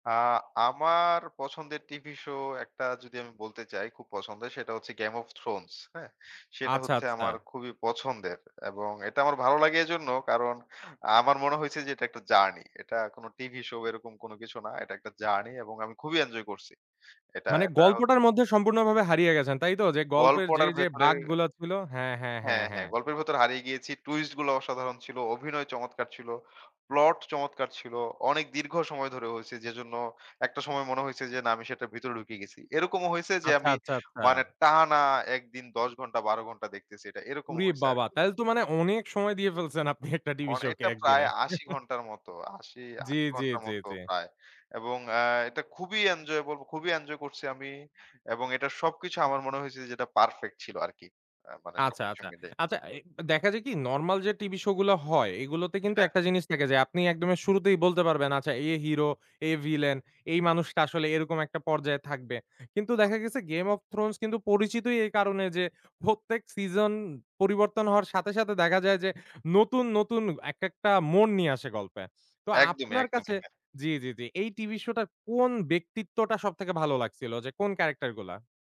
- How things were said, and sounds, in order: in English: "twis"; "twist" said as "twis"; stressed: "টানা"; surprised: "উরে বাবা!"; scoff; "অনেকটা" said as "অনেটা"; chuckle; in English: "enjoyable!"; scoff; "প্রত্যেক" said as "ফোত্তেক"; tapping
- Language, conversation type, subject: Bengali, podcast, কেন কিছু টেলিভিশন ধারাবাহিক জনপ্রিয় হয় আর কিছু ব্যর্থ হয়—আপনার ব্যাখ্যা কী?